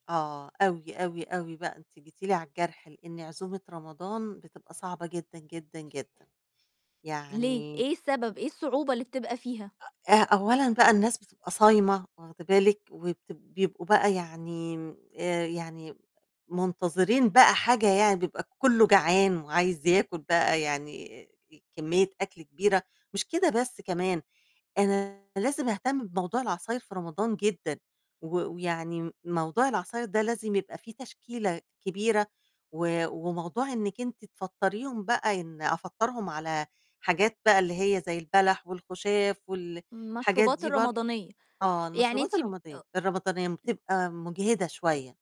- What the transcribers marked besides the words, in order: other noise; distorted speech; "الرمضانية" said as "الرمضية"
- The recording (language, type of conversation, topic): Arabic, podcast, إزاي بتختار الأكل اللي يرضي كل الضيوف؟